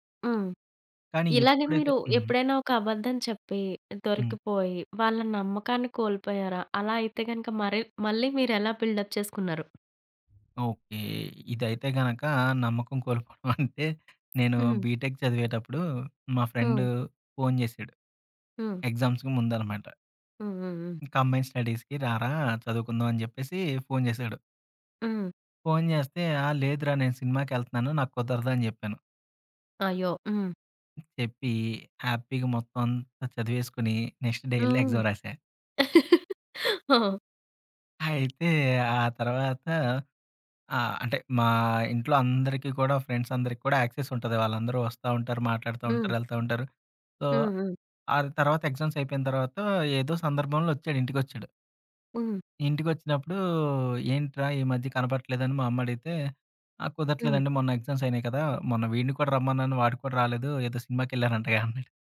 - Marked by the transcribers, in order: in English: "బిల్డప్"; tapping; giggle; in English: "బీటెక్"; in English: "ఎగ్జామ్స్‌కి"; in English: "కంబైన్ స్టడీస్‌కి"; in English: "హ్యాపీగా"; in English: "నెక్స్ట్ డే"; in English: "ఎగ్జామ్"; laugh; in English: "ఫ్రెండ్స్"; in English: "యాక్సెస్"; in English: "సో"; in English: "ఎగ్జామ్స్"; in English: "ఎగ్జామ్స్"
- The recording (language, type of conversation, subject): Telugu, podcast, చిన్న అబద్ధాల గురించి నీ అభిప్రాయం ఏంటి?